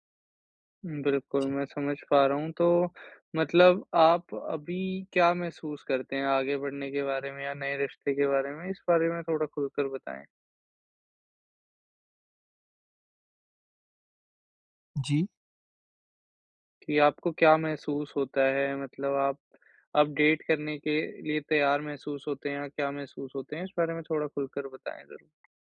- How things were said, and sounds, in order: tapping; in English: "डेट"
- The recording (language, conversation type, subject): Hindi, advice, मैं भावनात्मक बोझ को संभालकर फिर से प्यार कैसे करूँ?